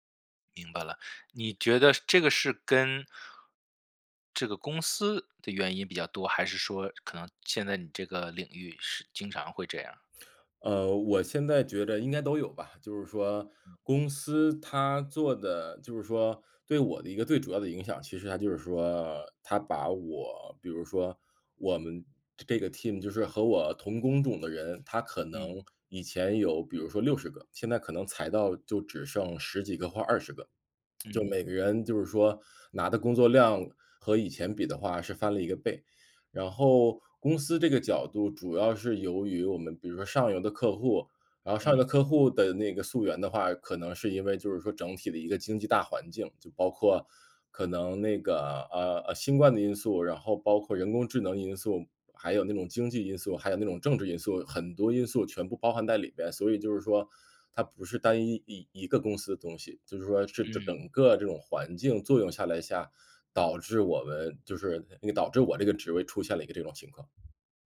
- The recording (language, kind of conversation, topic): Chinese, advice, 换了新工作后，我该如何尽快找到工作的节奏？
- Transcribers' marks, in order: other background noise; tapping; in English: "team"